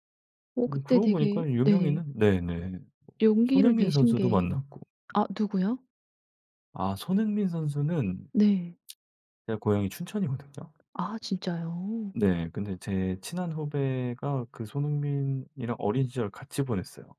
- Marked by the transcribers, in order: tapping; other background noise
- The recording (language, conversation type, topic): Korean, podcast, 해외에서 만난 사람 중 가장 기억에 남는 사람은 누구인가요? 왜 그렇게 기억에 남는지도 알려주세요?